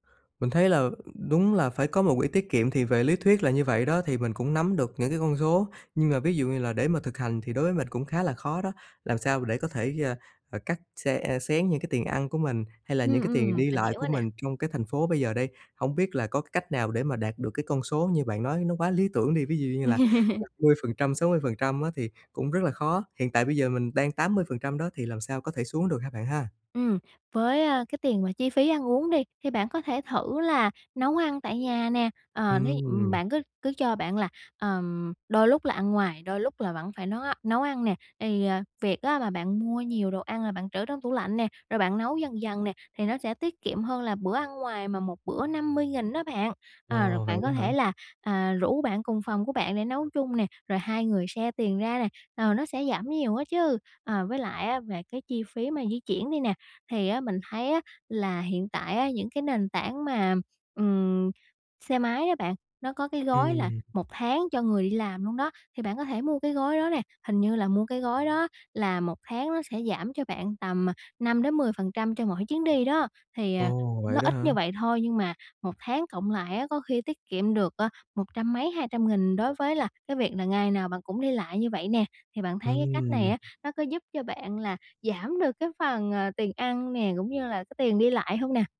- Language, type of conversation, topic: Vietnamese, advice, Làm thế nào để tiết kiệm khi sống ở một thành phố có chi phí sinh hoạt đắt đỏ?
- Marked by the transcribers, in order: other background noise; tapping; chuckle; in English: "share"